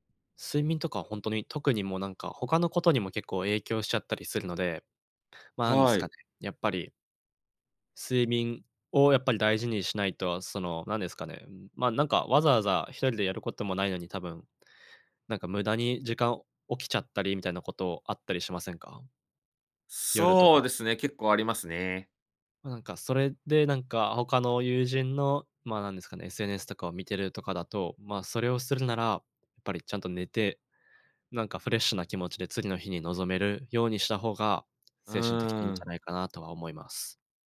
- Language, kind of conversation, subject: Japanese, advice, 趣味に取り組む時間や友人と過ごす時間が減って孤独を感じるのはなぜですか？
- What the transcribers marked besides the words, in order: none